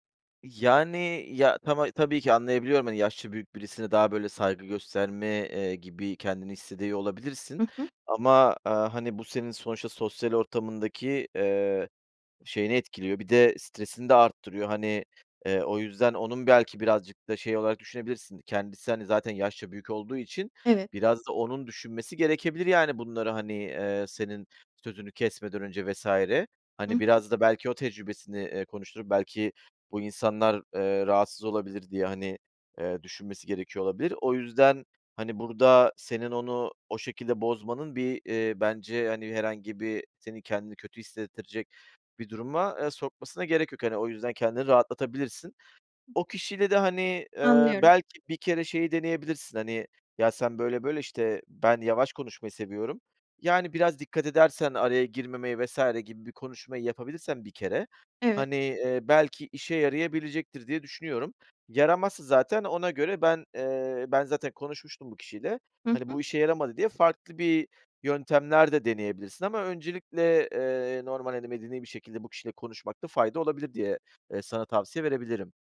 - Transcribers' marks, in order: other background noise
- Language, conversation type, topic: Turkish, advice, Aile ve arkadaş beklentileri yüzünden hayır diyememek